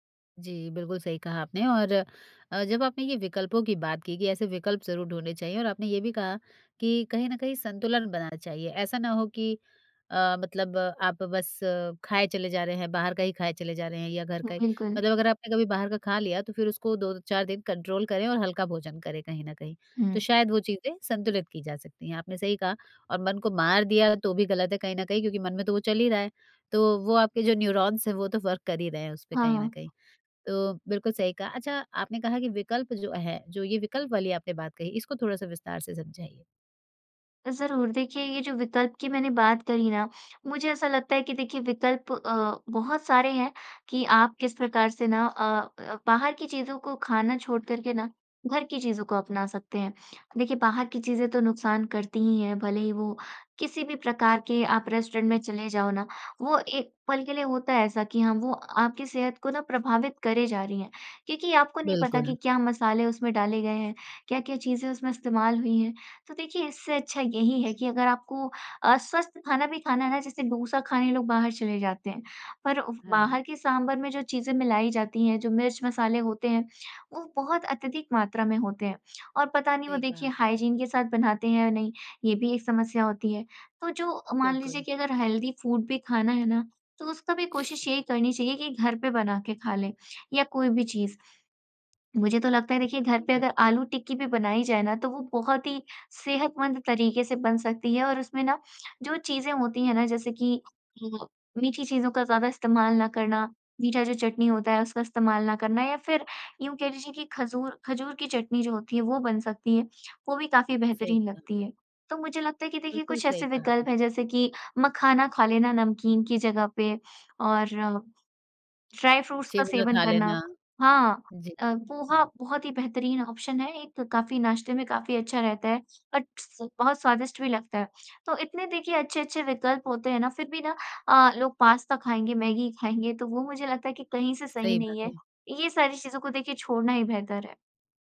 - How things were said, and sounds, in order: in English: "कंट्रोल"; in English: "न्यूरॉन्स"; in English: "वर्क"; tapping; in English: "रेस्टोरेंट"; in English: "हाइजीन"; in English: "हेल्दी फूड"; sniff; in English: "ड्राई-फ्रूट्स"; in English: "ऑप्शन"; other background noise; in English: "बट"
- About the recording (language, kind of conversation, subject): Hindi, podcast, खाने की बुरी आदतों पर आपने कैसे काबू पाया?